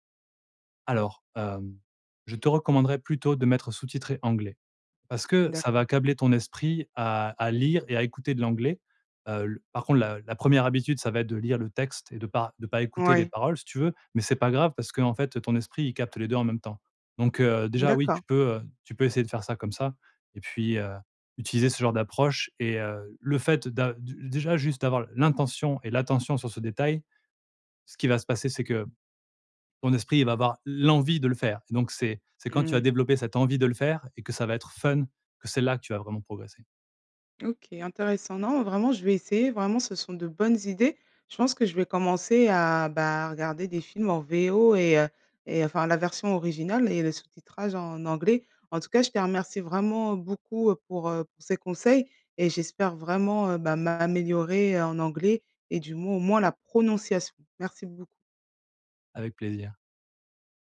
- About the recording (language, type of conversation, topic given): French, advice, Comment puis-je surmonter ma peur du rejet et me décider à postuler à un emploi ?
- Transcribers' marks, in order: other background noise; stressed: "l'envie"; stressed: "fun"; stressed: "prononciation"